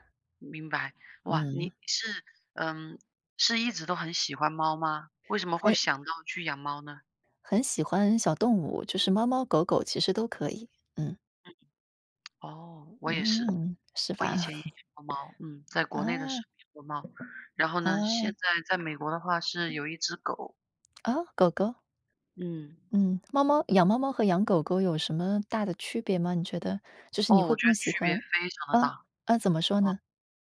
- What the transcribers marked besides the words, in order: other background noise; tapping; chuckle
- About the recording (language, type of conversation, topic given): Chinese, unstructured, 你怎么看待生活中的小确幸？